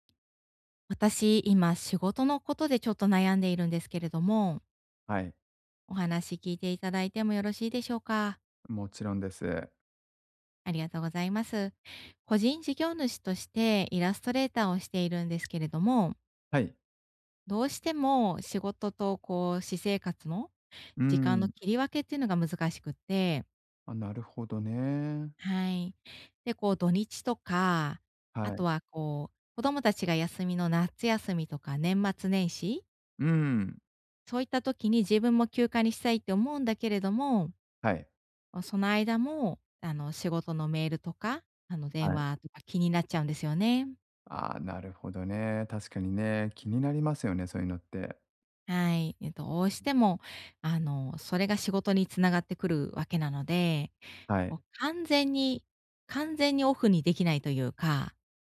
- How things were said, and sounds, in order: other background noise
- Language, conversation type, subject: Japanese, advice, 休暇中に本当にリラックスするにはどうすればいいですか？